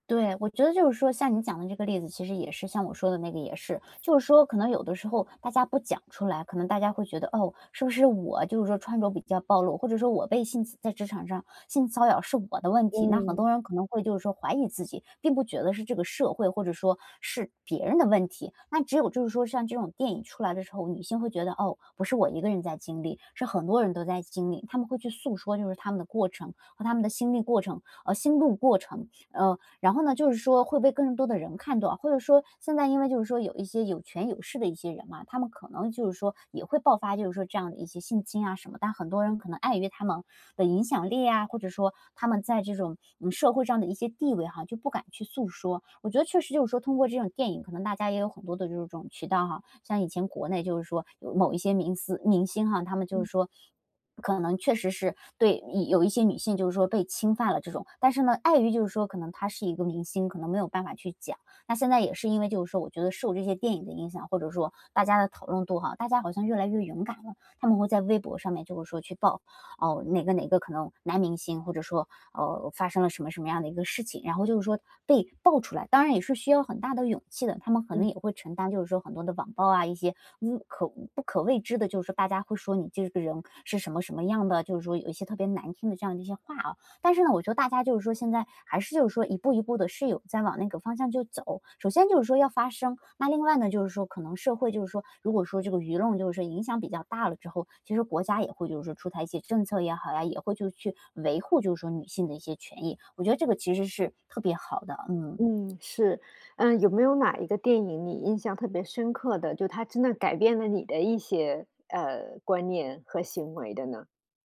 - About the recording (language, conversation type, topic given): Chinese, podcast, 电影能改变社会观念吗？
- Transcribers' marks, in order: other background noise